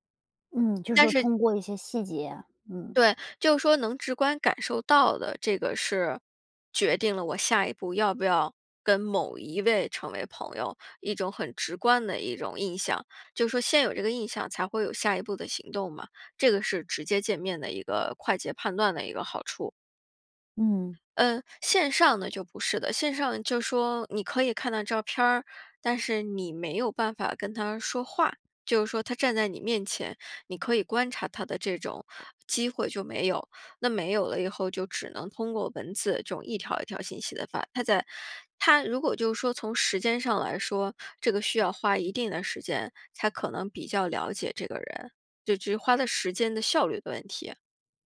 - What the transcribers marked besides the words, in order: other background noise
- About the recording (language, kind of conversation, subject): Chinese, podcast, 你会如何建立真实而深度的人际联系？